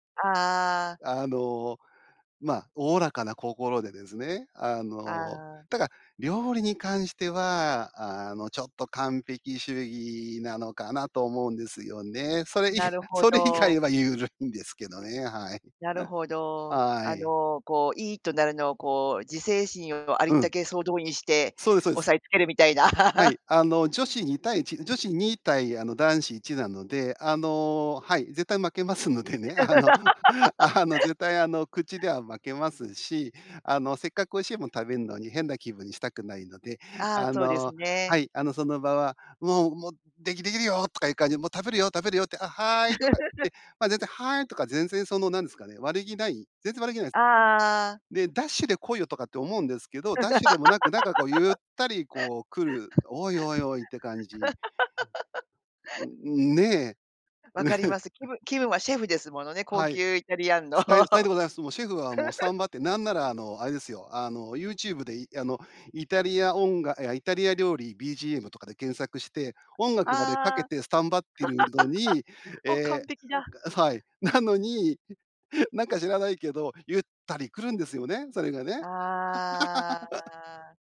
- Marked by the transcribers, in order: "ただ" said as "たが"; laugh; laugh; chuckle; laugh; other background noise; laugh; laugh; chuckle; laugh; other noise; laugh; chuckle; drawn out: "ああ"; laugh
- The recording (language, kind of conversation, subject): Japanese, podcast, 完璧主義とどう付き合っていますか？